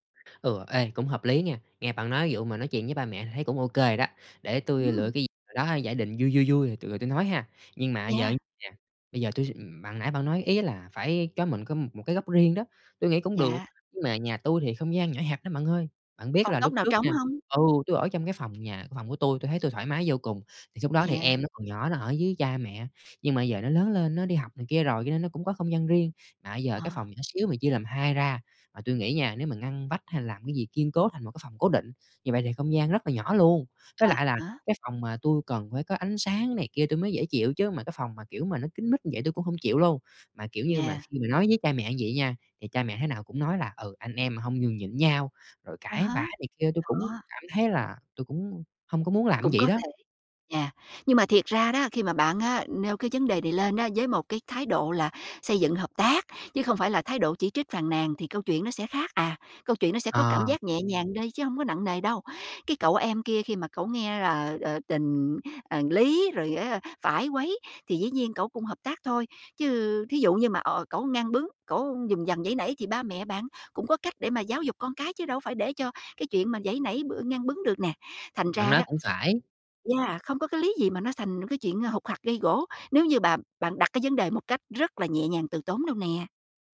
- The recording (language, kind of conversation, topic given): Vietnamese, advice, Làm thế nào để đối phó khi gia đình không tôn trọng ranh giới cá nhân khiến bạn bực bội?
- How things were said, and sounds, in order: tapping; "thành" said as "xành"